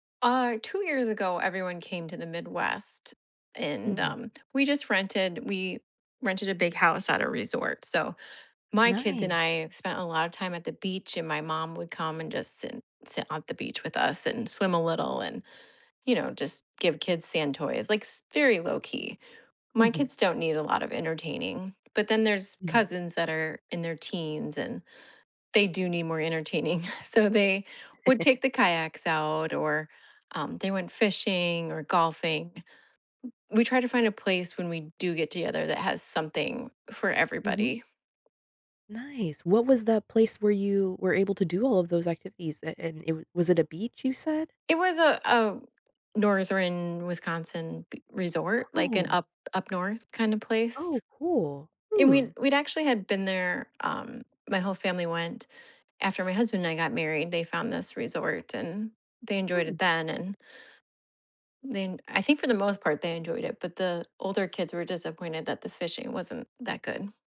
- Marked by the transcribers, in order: tapping; chuckle; "Northern" said as "Northren"
- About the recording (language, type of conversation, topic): English, unstructured, How do you usually spend time with your family?